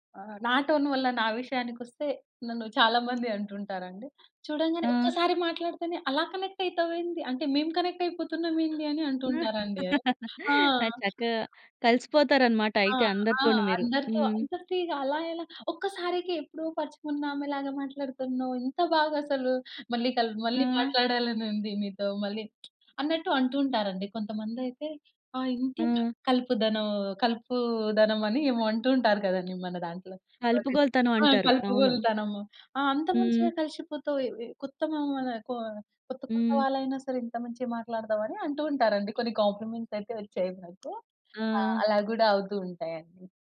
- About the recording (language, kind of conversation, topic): Telugu, podcast, చిన్న చిన్న సంభాషణలు ఎంతవరకు సంబంధాలను బలోపేతం చేస్తాయి?
- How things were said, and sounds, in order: laughing while speaking: "ఆ! చక్కగా"; other background noise; lip smack; tapping; other noise